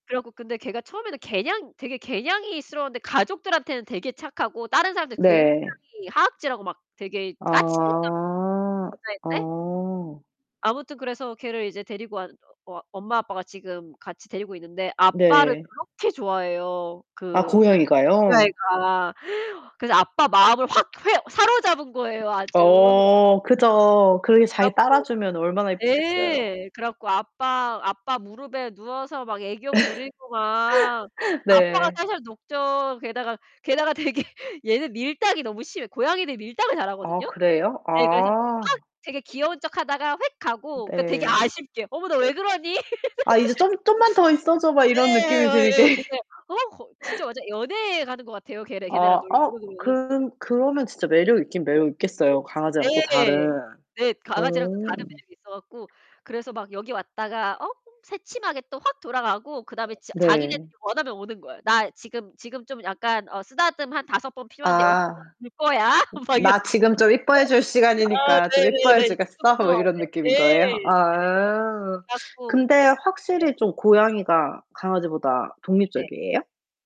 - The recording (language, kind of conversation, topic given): Korean, unstructured, 고양이와 강아지 중 어떤 반려동물이 더 좋다고 생각하세요?
- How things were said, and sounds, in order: tapping; distorted speech; unintelligible speech; gasp; laugh; laughing while speaking: "게다가 되게 얘는 밀당이 너무 심해"; laugh; laugh; other background noise; laughing while speaking: "막 이러고. 아. 네네네. 네"; unintelligible speech